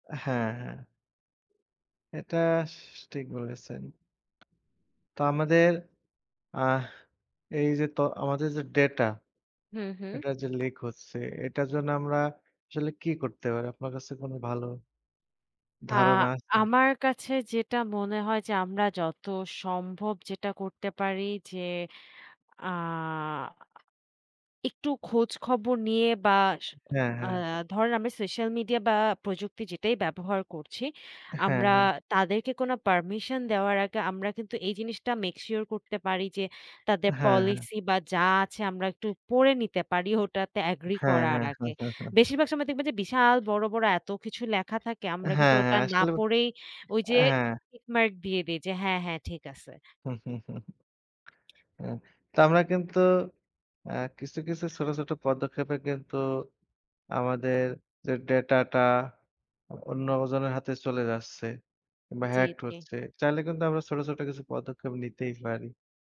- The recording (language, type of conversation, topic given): Bengali, unstructured, বড় বড় প্রযুক্তি কোম্পানিগুলো কি আমাদের ব্যক্তিগত তথ্য নিয়ে অন্যায় করছে?
- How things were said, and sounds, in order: sigh; tapping; in English: "make sure"; chuckle; chuckle; in English: "hacked"